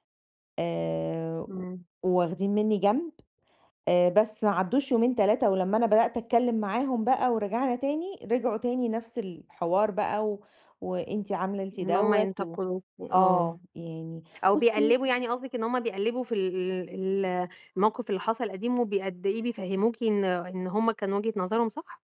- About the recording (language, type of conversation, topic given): Arabic, advice, إمتى أقبل النقد وإمتى أدافع عن نفسي من غير ما أجرح علاقاتي؟
- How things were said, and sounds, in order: none